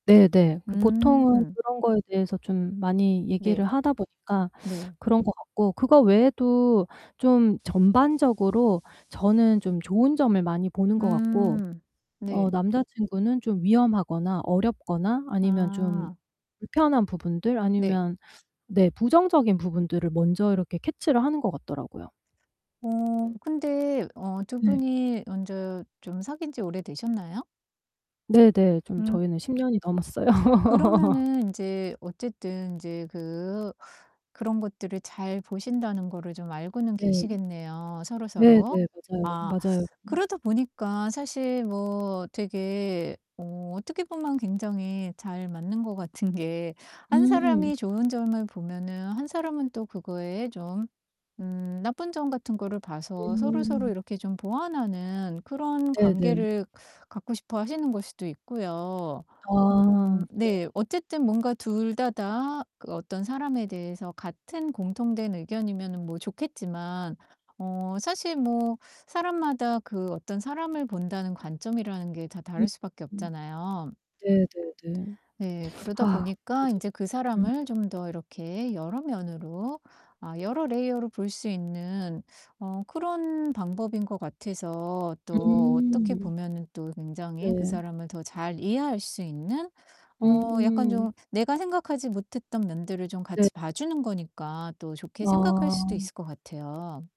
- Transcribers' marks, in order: other background noise; distorted speech; static; laugh; teeth sucking; in English: "layer로"
- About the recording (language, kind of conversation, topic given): Korean, advice, 서로의 관점을 어떻게 이해하고 감정 상하지 않게 갈등을 건강하게 해결할 수 있을까요?